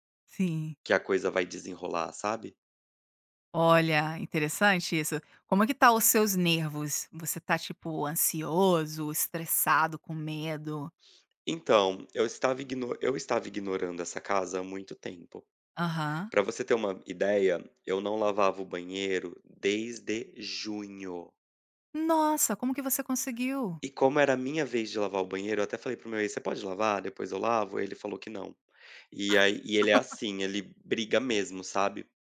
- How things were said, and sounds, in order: laugh
- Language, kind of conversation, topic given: Portuguese, advice, Como você descreveria sua crise de identidade na meia-idade?